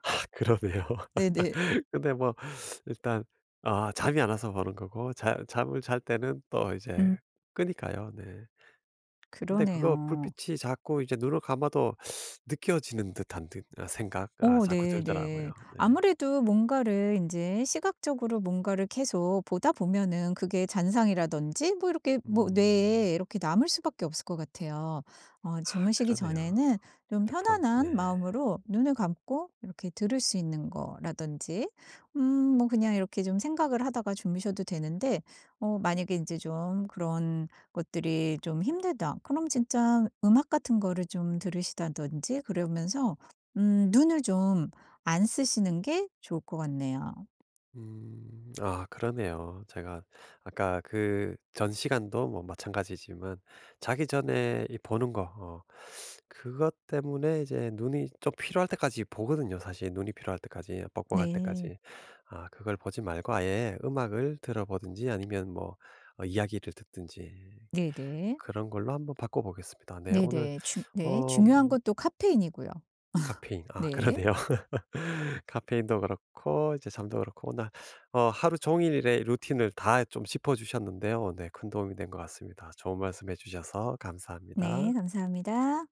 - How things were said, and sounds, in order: laughing while speaking: "그러네요"; laugh; other background noise; teeth sucking; tapping; laugh; laughing while speaking: "그러네요"; laugh
- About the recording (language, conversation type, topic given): Korean, advice, 잠들기 전에 마음과 몸을 어떻게 가라앉힐 수 있을까요?